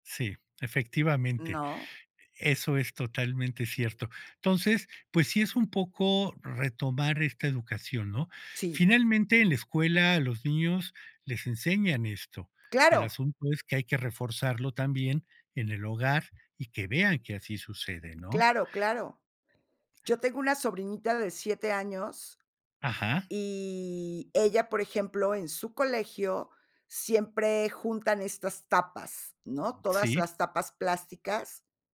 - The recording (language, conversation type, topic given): Spanish, podcast, ¿Tienes algún truco para reducir la basura que generas?
- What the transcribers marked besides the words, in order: none